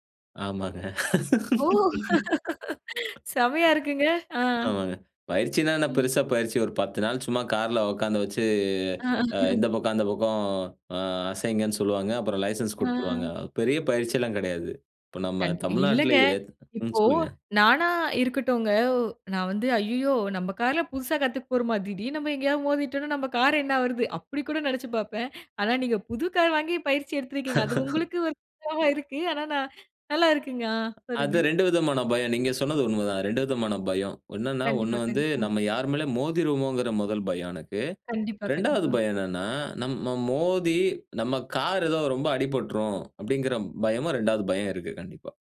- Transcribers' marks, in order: laugh; laughing while speaking: "ஓ! செம்மையா இருக்குங்க ஆ"; laughing while speaking: "ஆஹா"; other background noise; surprised: "இப்போ நானா இருக்கட்டுங்க. நா வந்து … ஒரு இதா இருக்கு"; laugh; other noise; drawn out: "மோதி"
- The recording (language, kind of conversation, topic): Tamil, podcast, பயத்தை சாதனையாக மாற்றிய அனுபவம் உண்டா?